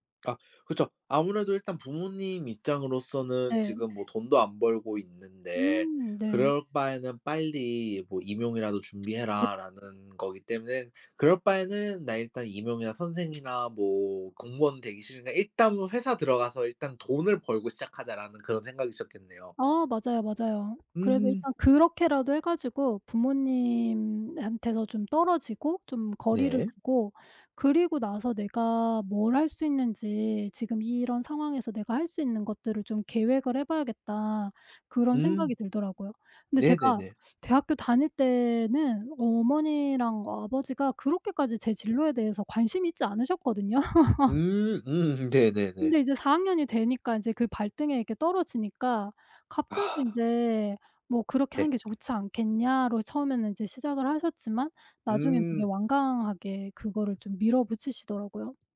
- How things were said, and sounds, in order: other background noise; laugh
- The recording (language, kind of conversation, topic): Korean, podcast, 가족의 진로 기대에 대해 어떻게 느끼시나요?